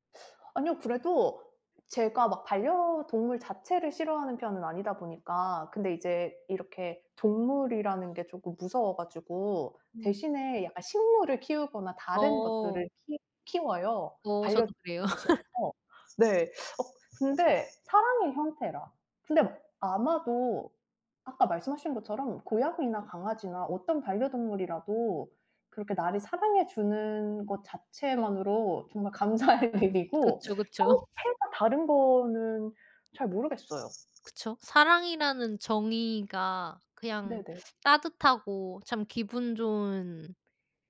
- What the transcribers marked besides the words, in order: other background noise; laughing while speaking: "그래요"; unintelligible speech; tapping; laughing while speaking: "그쵸"; laughing while speaking: "감사할"
- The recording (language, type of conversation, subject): Korean, unstructured, 고양이와 강아지 중 어떤 반려동물이 더 사랑스럽다고 생각하시나요?